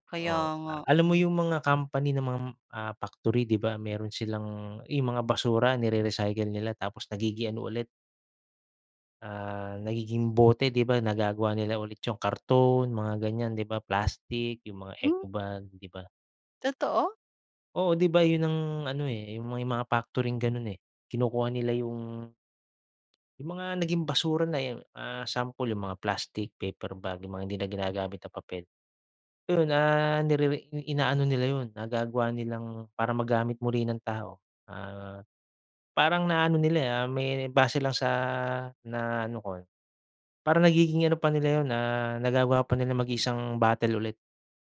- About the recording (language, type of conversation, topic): Filipino, podcast, Ano ang mga simpleng bagay na puwedeng gawin ng pamilya para makatulong sa kalikasan?
- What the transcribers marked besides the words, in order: none